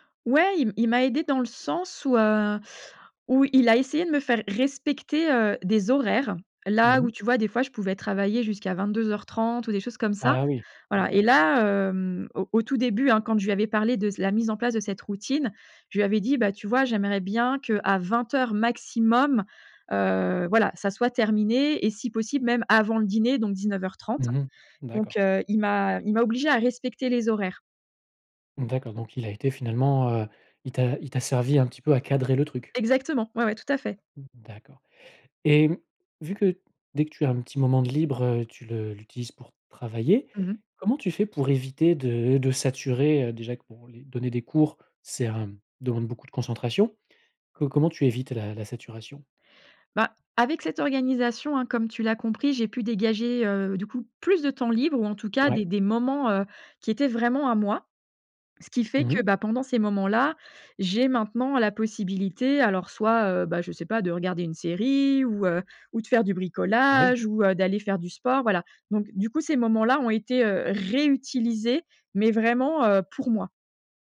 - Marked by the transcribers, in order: other noise; other background noise; stressed: "réutilisés"
- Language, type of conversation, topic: French, podcast, Comment trouver un bon équilibre entre le travail et la vie de famille ?